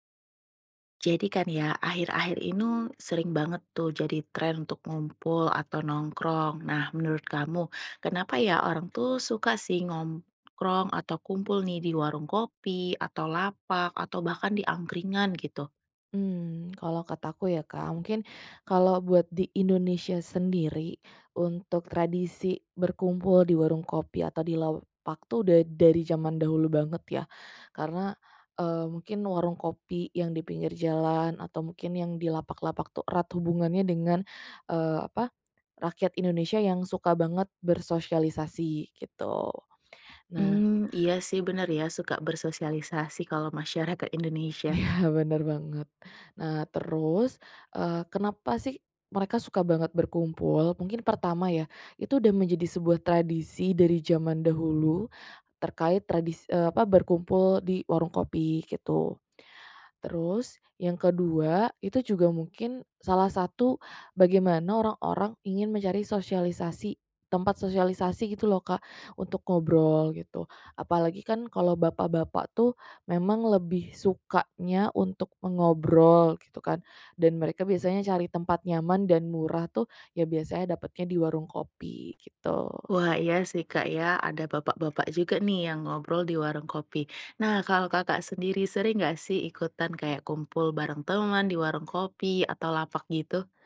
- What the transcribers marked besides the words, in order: "nongkrong" said as "ngomkrong"; "lapak" said as "laupak"; other background noise; laughing while speaking: "Iya"
- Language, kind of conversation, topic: Indonesian, podcast, Menurutmu, mengapa orang suka berkumpul di warung kopi atau lapak?